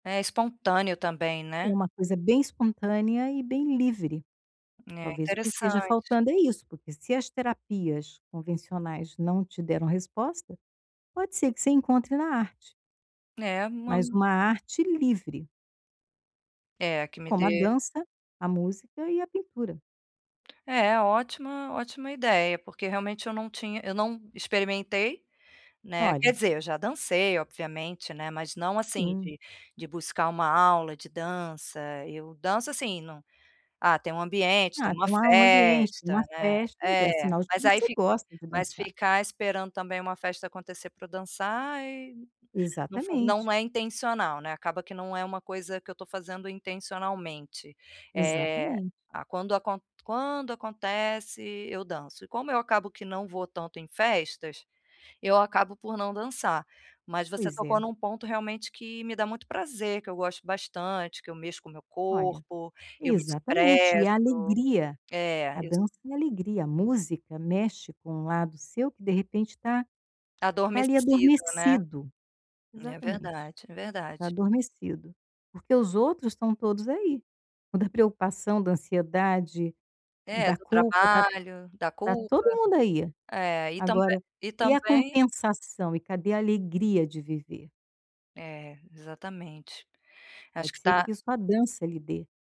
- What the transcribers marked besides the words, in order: tapping
- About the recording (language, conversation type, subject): Portuguese, advice, Como posso aceitar a minha ansiedade como uma resposta humana natural sem me julgar?